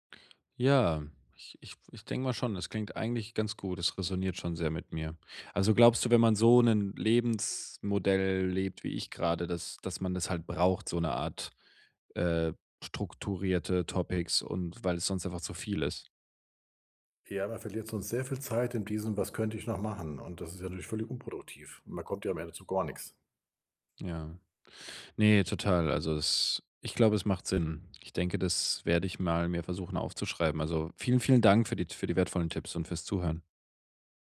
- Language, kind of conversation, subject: German, advice, Wie kann ich zu Hause entspannen, wenn ich nicht abschalten kann?
- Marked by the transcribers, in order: in English: "Topics"